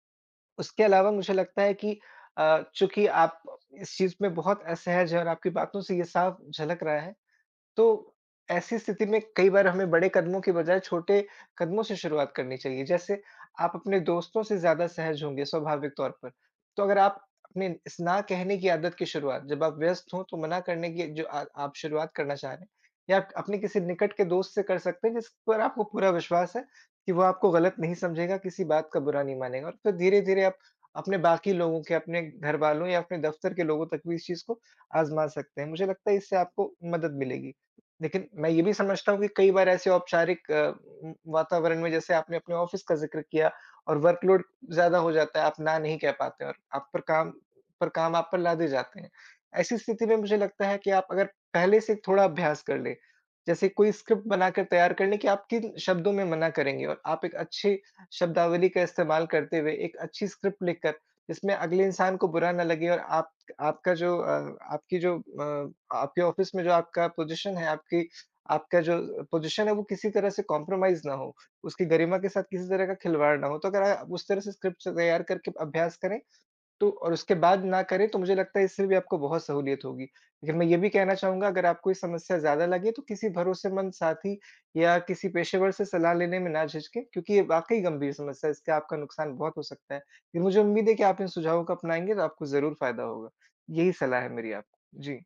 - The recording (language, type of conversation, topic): Hindi, advice, आप अपनी सीमाएँ तय करने और किसी को ‘न’ कहने में असहज क्यों महसूस करते हैं?
- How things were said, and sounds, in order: in English: "ऑफिस"; in English: "वर्कलोड"; in English: "स्क्रिप्ट"; in English: "स्क्रिप्ट"; in English: "ऑफिस"; in English: "पोज़ीशन"; in English: "पोज़ीशन"; in English: "कॉम्प्रोमाइज़"; in English: "स्क्रिप्ट"